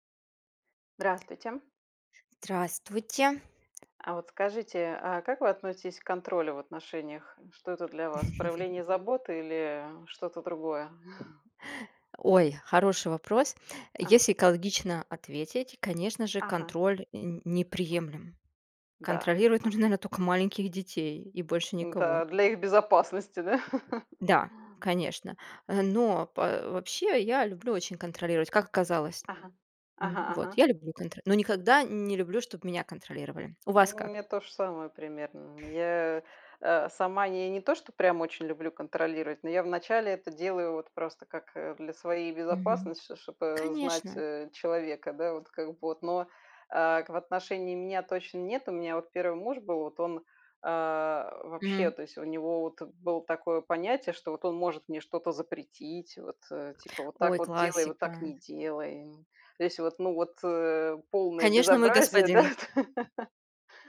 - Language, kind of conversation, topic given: Russian, unstructured, Как ты относишься к контролю в отношениях?
- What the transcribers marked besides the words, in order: other noise; tapping; laugh; chuckle; laugh; chuckle; laugh